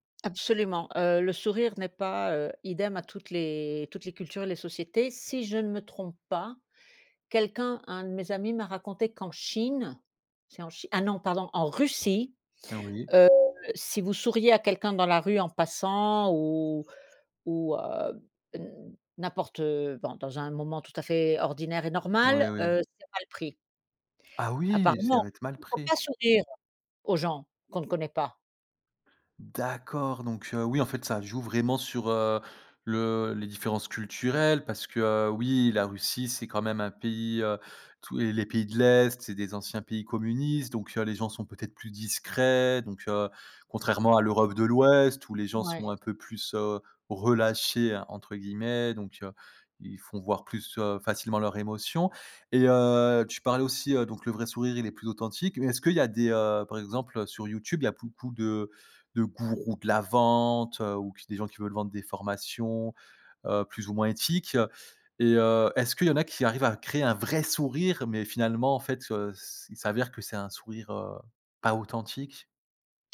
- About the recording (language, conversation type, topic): French, podcast, Comment distinguer un vrai sourire d’un sourire forcé ?
- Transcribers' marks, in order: stressed: "Chine"; stressed: "Russie"; other background noise; stressed: "D'accord"; stressed: "vente"; stressed: "vrai sourire"